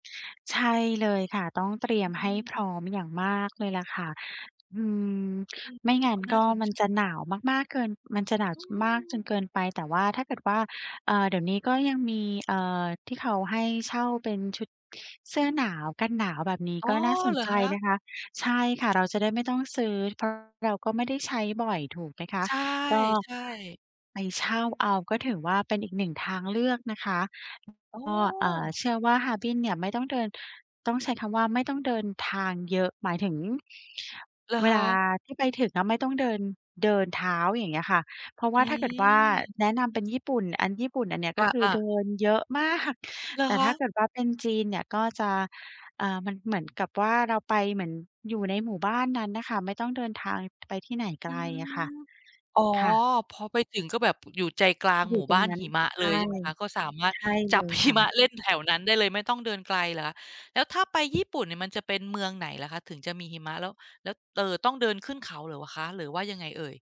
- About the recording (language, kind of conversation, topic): Thai, advice, ค้นหาสถานที่ท่องเที่ยวใหม่ที่น่าสนใจ
- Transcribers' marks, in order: tapping; other background noise; laughing while speaking: "มาก"; laughing while speaking: "หิมะ"